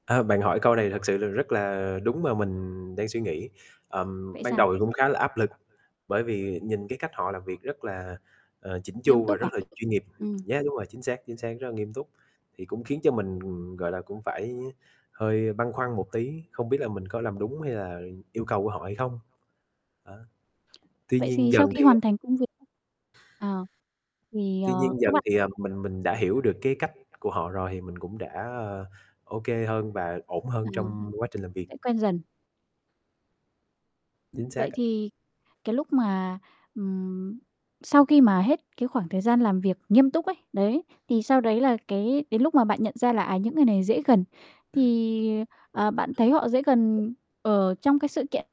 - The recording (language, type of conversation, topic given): Vietnamese, podcast, Bạn có thể kể về trải nghiệm kết bạn với người bản địa của mình không?
- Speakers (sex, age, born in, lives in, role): female, 20-24, Vietnam, Vietnam, host; male, 25-29, Vietnam, Vietnam, guest
- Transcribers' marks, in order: other background noise; tapping; static